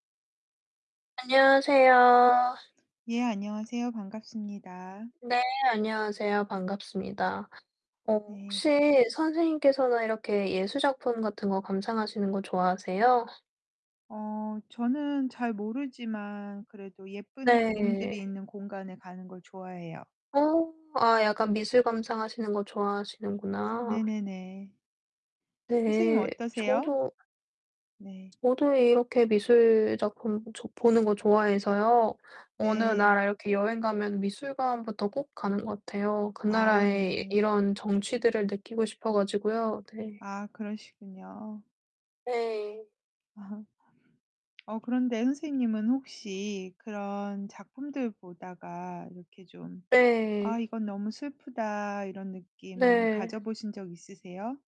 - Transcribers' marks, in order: distorted speech; other background noise; tapping; laugh
- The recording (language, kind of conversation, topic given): Korean, unstructured, 예술 작품을 보거나 들으면서 슬픔을 느껴본 적이 있나요?